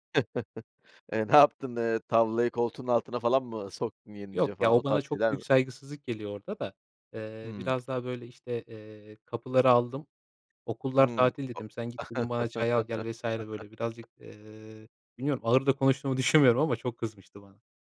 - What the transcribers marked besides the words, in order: chuckle; chuckle; laughing while speaking: "düşünmüyorum"
- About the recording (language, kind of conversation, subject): Turkish, podcast, Hobiniz sayesinde tanıştığınız insanlardan bahseder misiniz?